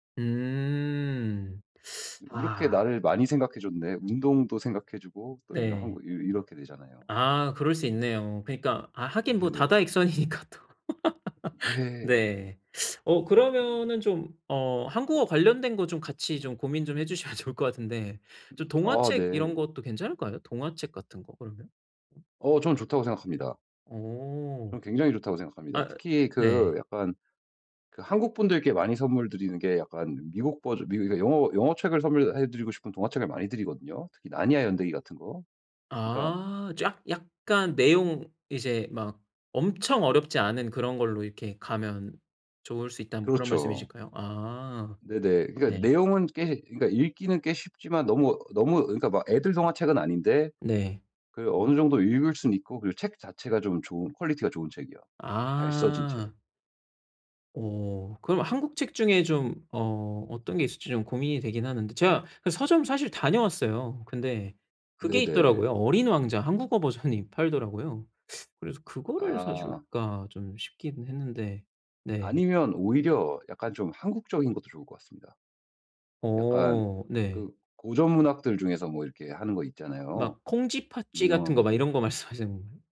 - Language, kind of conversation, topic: Korean, advice, 누군가에게 줄 선물을 고를 때 무엇을 먼저 고려해야 하나요?
- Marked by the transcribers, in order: other background noise; tapping; laughing while speaking: "네네"; laughing while speaking: "다다익선이니까 또"; laugh; laughing while speaking: "주시면"; in English: "퀄리티가"; laughing while speaking: "버전이"; laughing while speaking: "말씀하시는"